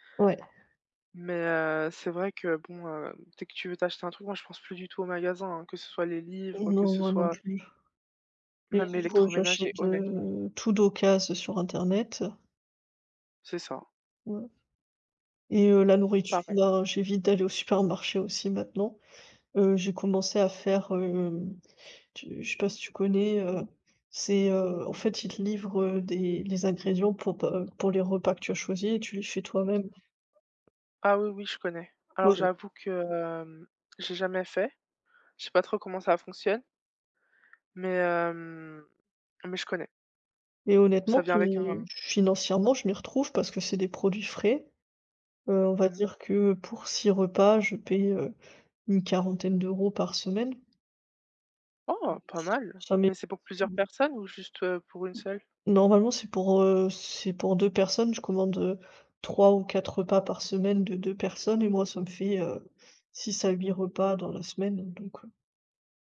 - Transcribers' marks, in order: other background noise; tapping; unintelligible speech
- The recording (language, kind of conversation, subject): French, unstructured, Quelle est votre relation avec les achats en ligne et quel est leur impact sur vos habitudes ?